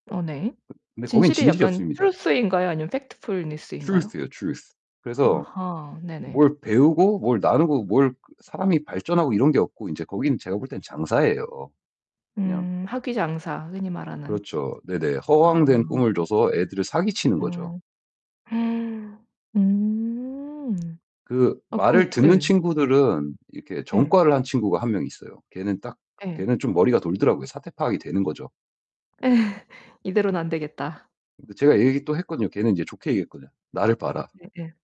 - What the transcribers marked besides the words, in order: other background noise; tapping; put-on voice: "truth인가요?"; in English: "truth인가요?"; put-on voice: "factfulness인가요?"; in English: "factfulness인가요?"; put-on voice: "Truth예요. Truth"; in English: "Truth예요. Truth"; gasp; distorted speech; laugh; mechanical hum
- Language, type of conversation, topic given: Korean, advice, 제 가치관과 직업상의 요구가 어떻게 충돌하는지 설명해 주실 수 있나요?